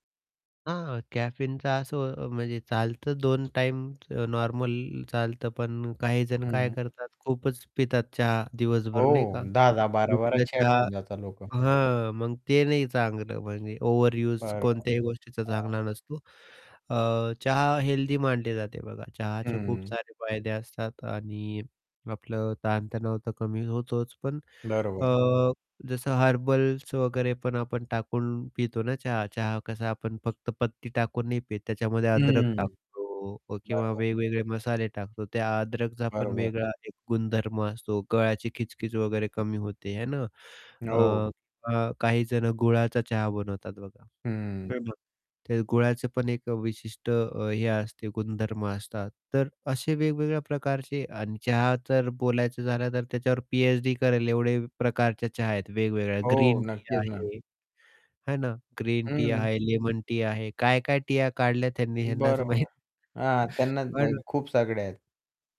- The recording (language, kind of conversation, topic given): Marathi, podcast, दिवसात तणाव कमी करण्यासाठी तुमची छोटी युक्ती काय आहे?
- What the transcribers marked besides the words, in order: other background noise; distorted speech; other noise; unintelligible speech; laughing while speaking: "ह्यांनाच माहीत"; tapping